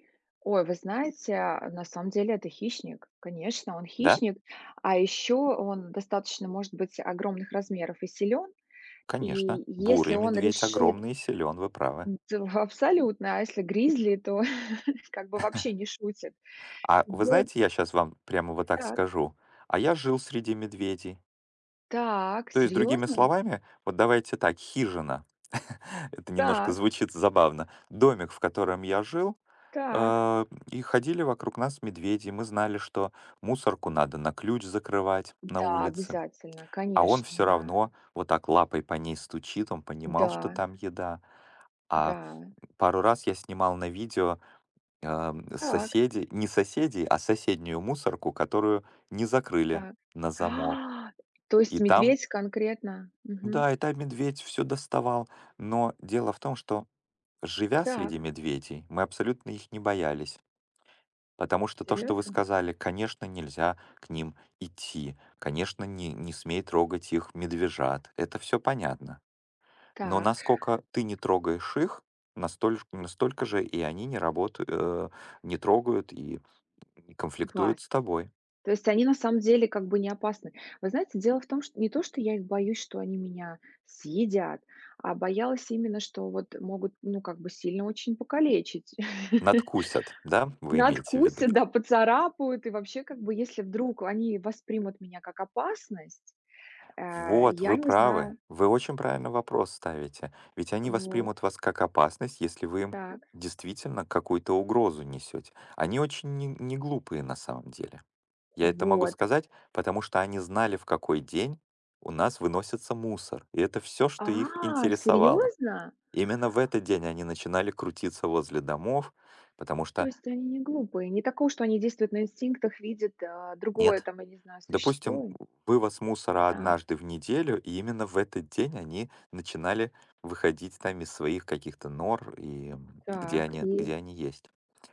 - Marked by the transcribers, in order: other background noise; chuckle; chuckle; tapping; afraid: "А"; chuckle
- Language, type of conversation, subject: Russian, unstructured, Какие животные кажутся тебе самыми опасными и почему?